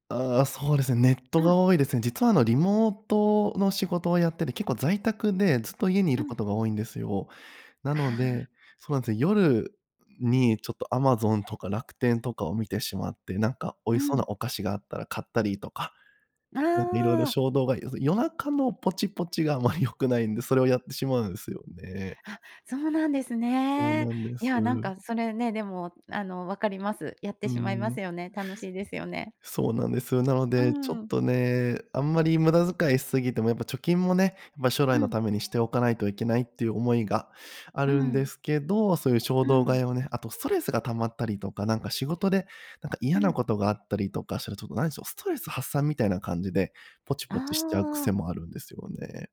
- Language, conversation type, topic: Japanese, advice, 衝動買いを繰り返して貯金できない習慣をどう改善すればよいですか？
- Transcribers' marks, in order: none